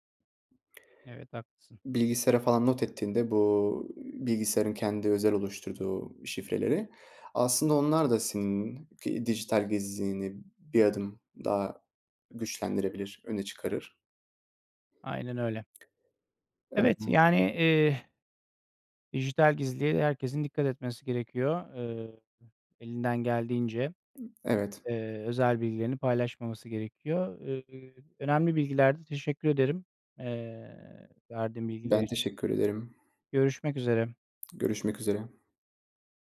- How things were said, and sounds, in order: tapping; unintelligible speech; other background noise
- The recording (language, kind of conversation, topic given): Turkish, podcast, Dijital gizliliğini korumak için neler yapıyorsun?